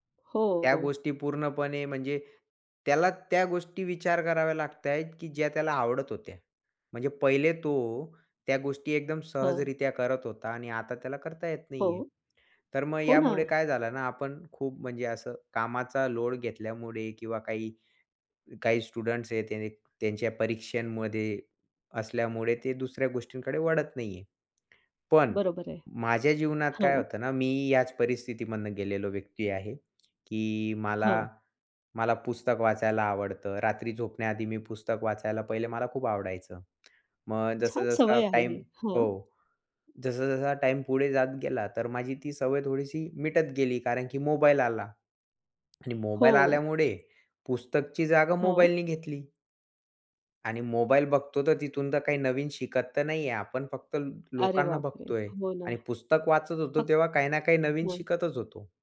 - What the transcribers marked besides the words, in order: in English: "स्टुडंट्स"; other background noise; tapping
- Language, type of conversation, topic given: Marathi, podcast, दररोज सर्जनशील कामांसाठी थोडा वेळ तुम्ही कसा काढता?